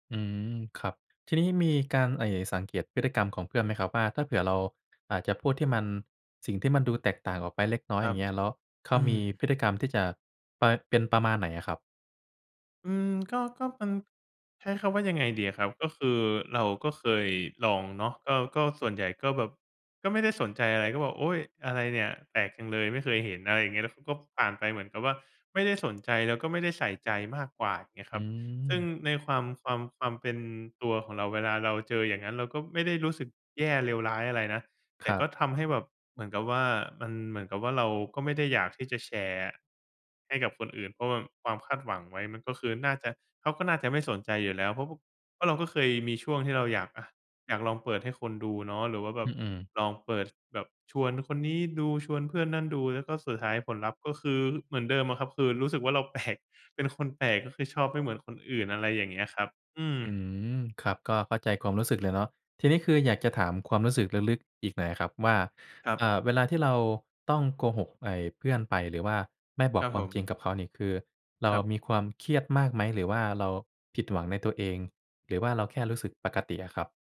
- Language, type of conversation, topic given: Thai, advice, คุณเคยซ่อนความชอบที่ไม่เหมือนคนอื่นเพื่อให้คนรอบตัวคุณยอมรับอย่างไร?
- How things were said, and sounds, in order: laughing while speaking: "แปลก"